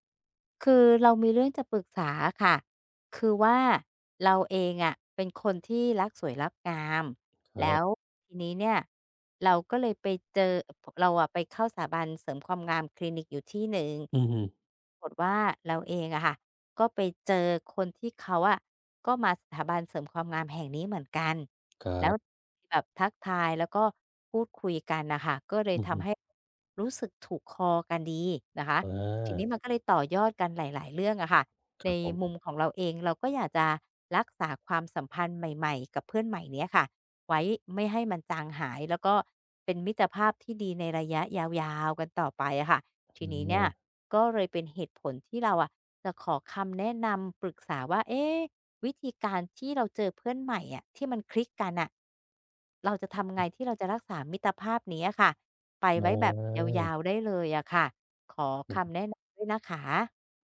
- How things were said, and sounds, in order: other noise; laugh
- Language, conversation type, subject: Thai, advice, ฉันจะทำอย่างไรให้ความสัมพันธ์กับเพื่อนใหม่ไม่ห่างหายไป?